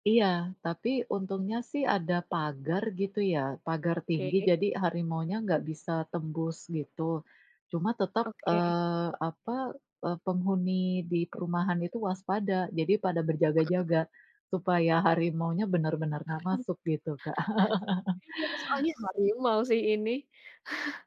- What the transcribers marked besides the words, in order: other background noise; tapping; laugh; laugh
- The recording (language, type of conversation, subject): Indonesian, unstructured, Apa kenangan paling bahagia dari masa kecilmu?